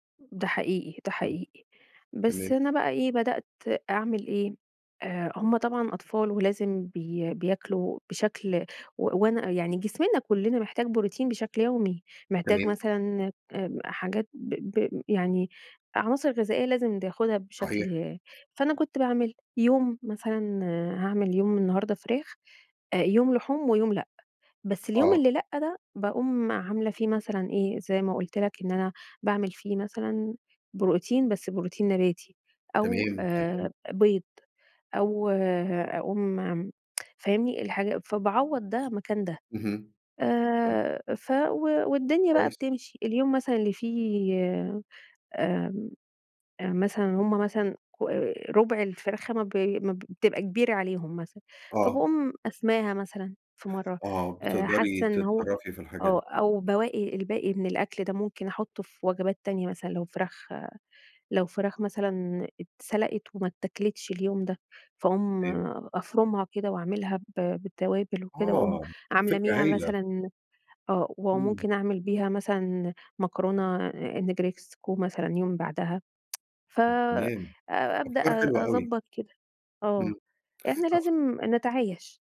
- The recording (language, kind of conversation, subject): Arabic, podcast, إزاي تخطط لوجبات الأسبوع بطريقة سهلة؟
- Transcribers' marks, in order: tapping; tsk; unintelligible speech; in English: "النجرسكو"; tsk